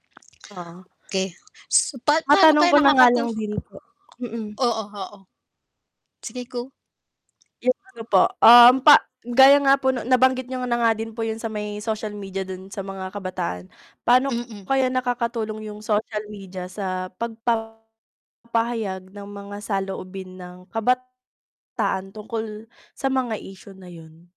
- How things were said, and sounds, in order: distorted speech; mechanical hum; other background noise
- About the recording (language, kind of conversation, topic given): Filipino, unstructured, Paano mo tinitingnan ang papel ng mga kabataan sa mga kasalukuyang isyu?